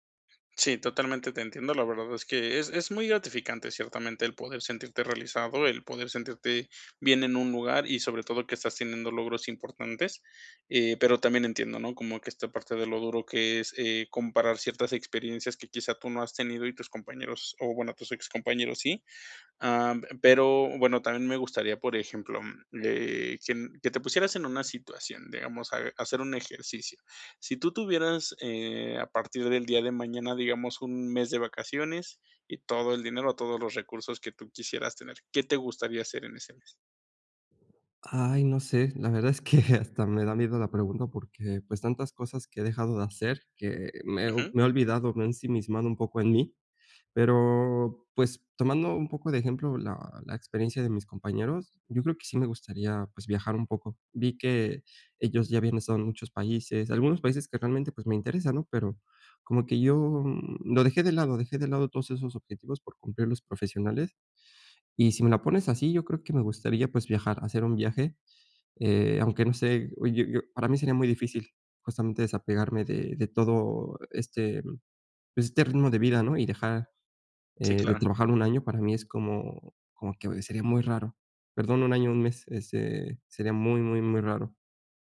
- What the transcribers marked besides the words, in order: none
- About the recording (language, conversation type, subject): Spanish, advice, ¿Cómo puedo encontrar un propósito fuera de mi trabajo?